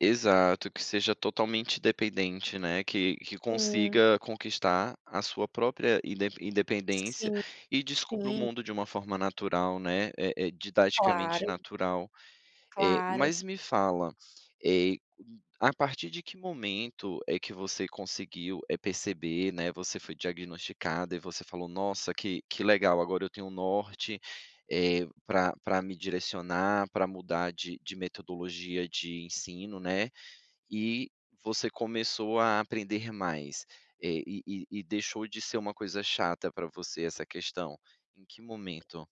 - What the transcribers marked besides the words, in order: tapping
- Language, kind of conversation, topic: Portuguese, podcast, Como manter a curiosidade ao estudar um assunto chato?